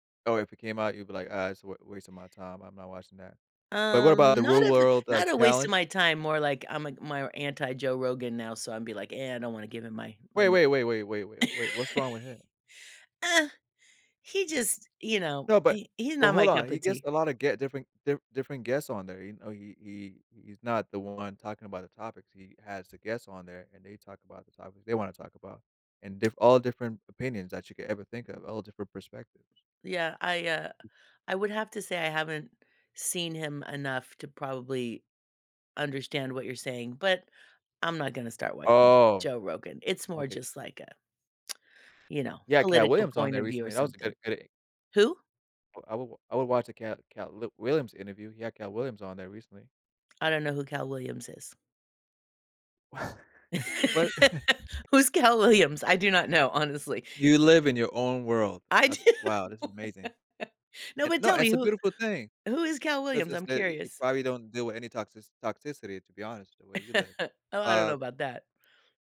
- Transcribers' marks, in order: laugh; tsk; tsk; chuckle; laugh; chuckle; other background noise; laughing while speaking: "I do"; laugh; chuckle
- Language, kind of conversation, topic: English, unstructured, How do stories and fictional characters inspire us to see our own lives differently?
- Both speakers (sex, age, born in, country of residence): female, 60-64, United States, United States; male, 35-39, Saudi Arabia, United States